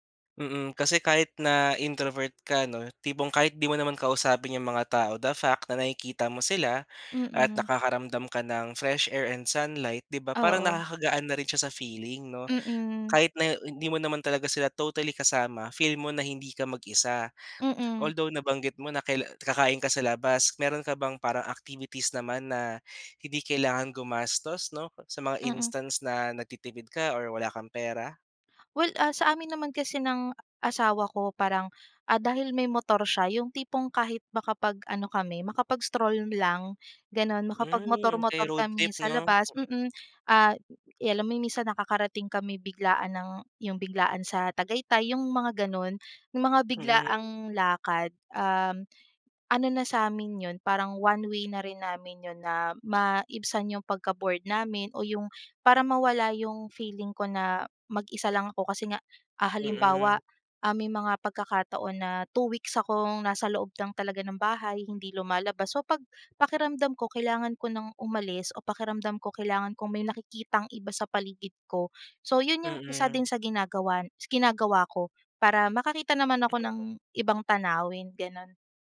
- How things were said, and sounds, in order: in English: "introvert"; in English: "fresh air and sunlight"; other background noise
- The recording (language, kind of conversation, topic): Filipino, podcast, Ano ang simpleng ginagawa mo para hindi maramdaman ang pag-iisa?